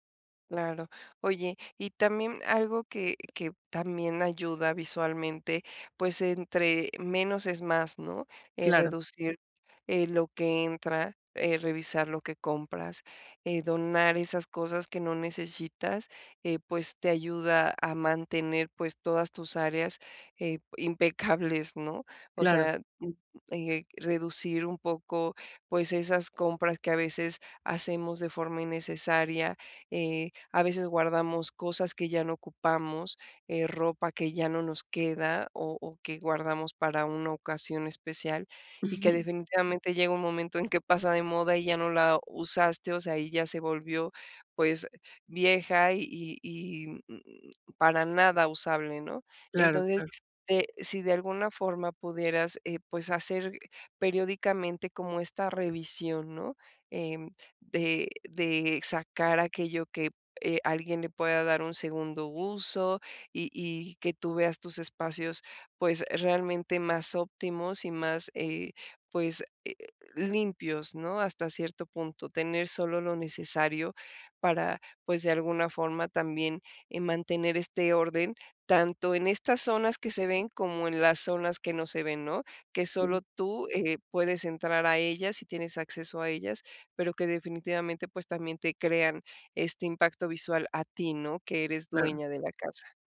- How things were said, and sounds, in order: other background noise; laughing while speaking: "impecables"; unintelligible speech
- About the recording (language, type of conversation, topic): Spanish, advice, ¿Cómo puedo crear rutinas diarias para evitar que mi casa se vuelva desordenada?